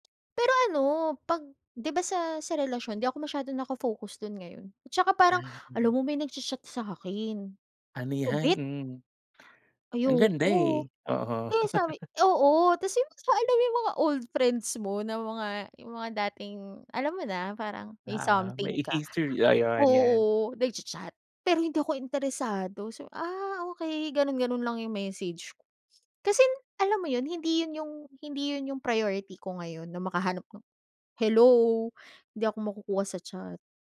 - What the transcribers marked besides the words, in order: laugh
- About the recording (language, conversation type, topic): Filipino, podcast, Paano ka nagbago matapos maranasan ang isang malaking pagkabigo?